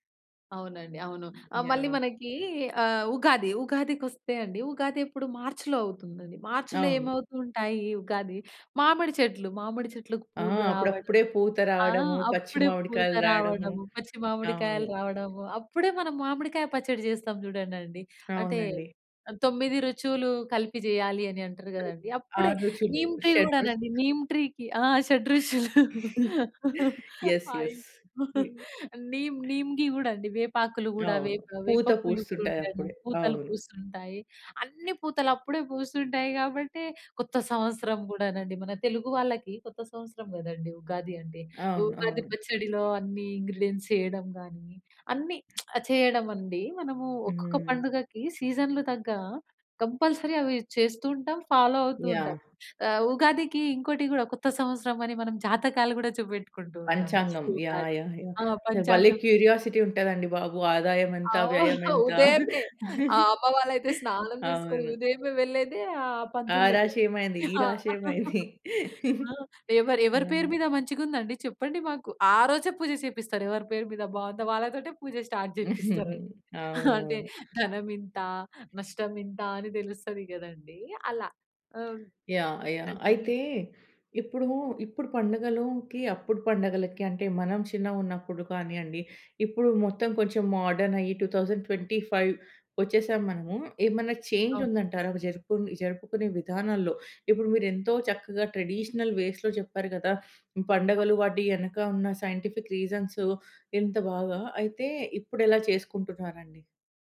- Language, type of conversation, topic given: Telugu, podcast, మన పండుగలు ఋతువులతో ఎలా ముడిపడి ఉంటాయనిపిస్తుంది?
- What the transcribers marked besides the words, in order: "రుచులు" said as "రుచువులు"; in English: "నీమ్ ట్రీ"; other background noise; in English: "నీమ్ ట్రీకి"; giggle; in English: "యెస్. యెస్"; laugh; in English: "నీమ్ నీమ్‌గి"; in English: "ఇంగ్రీడియెంట్స్"; lip smack; in English: "సీజన్‌లు"; in English: "కంపల్సరీ"; in English: "ఫాలో"; in English: "నెక్స్ట్"; in English: "క్యూరియాసిటీ"; laugh; laugh; chuckle; in English: "స్టార్ట్"; tapping; in English: "మోడర్న్"; in English: "టూ థౌసండ్ ట్వెంటీ ఫైవ్"; in English: "చేంజ్"; in English: "ట్రెడిషనల్ వేస్‌లో"; in English: "సైంటిఫిక్"